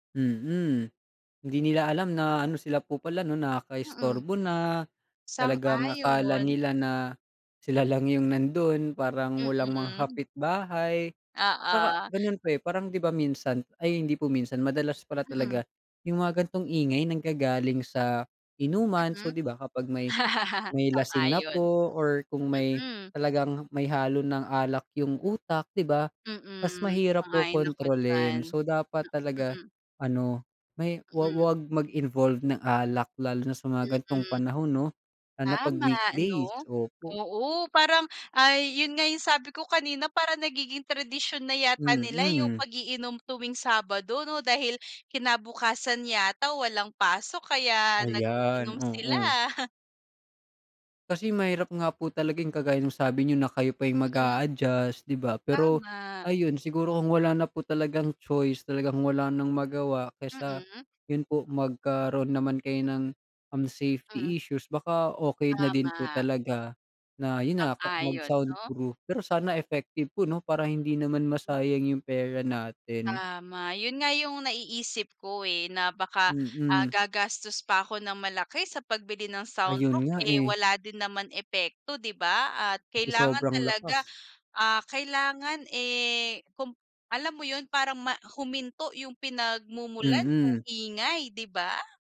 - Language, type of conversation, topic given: Filipino, unstructured, Ano ang gagawin mo kung may kapitbahay kang palaging maingay sa gabi?
- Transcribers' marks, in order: other background noise; laugh; fan